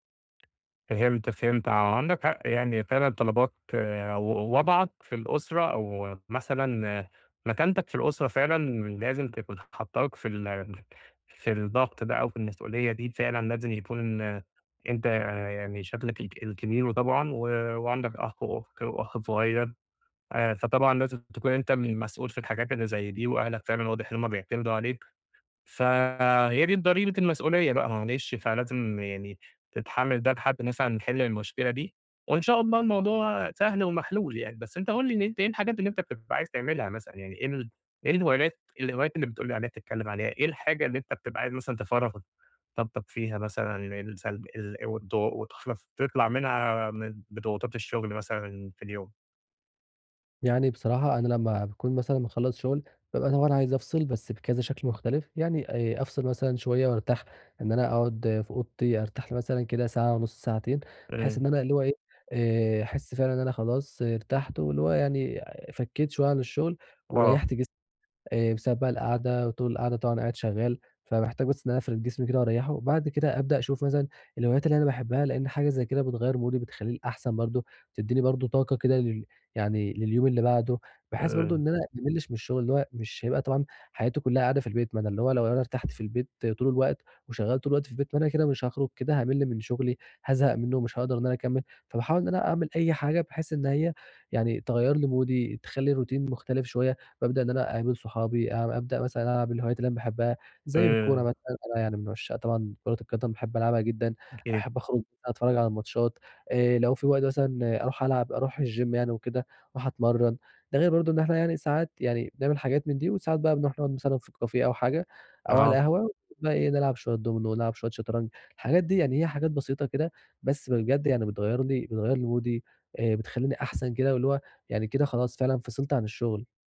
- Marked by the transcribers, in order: tapping; other background noise; unintelligible speech; in English: "مودي"; unintelligible speech; in English: "مودي"; in English: "الroutine"; unintelligible speech; in English: "الgym"; in French: "كافيه"; in English: "مودي"
- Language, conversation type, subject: Arabic, advice, ازاي أقدر أسترخى في البيت بعد يوم شغل طويل؟